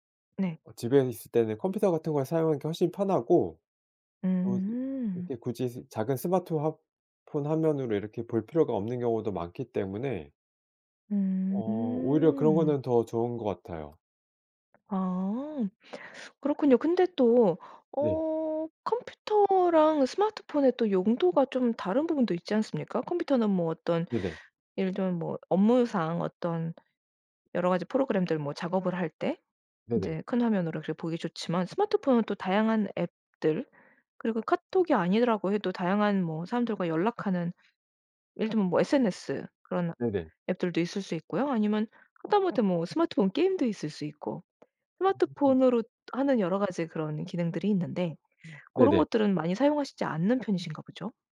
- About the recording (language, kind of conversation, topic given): Korean, podcast, 디지털 기기로 인한 산만함을 어떻게 줄이시나요?
- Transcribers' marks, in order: other background noise